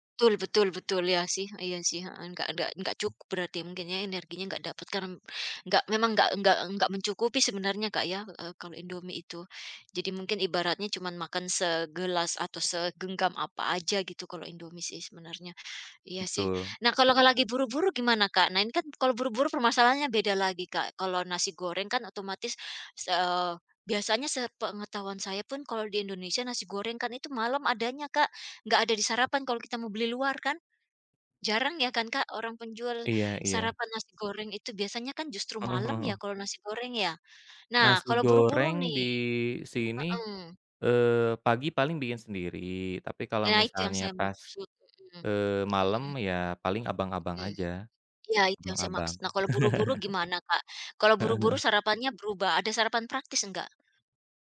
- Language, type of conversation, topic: Indonesian, unstructured, Apa makanan sarapan favorit kamu, dan kenapa?
- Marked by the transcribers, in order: other background noise; chuckle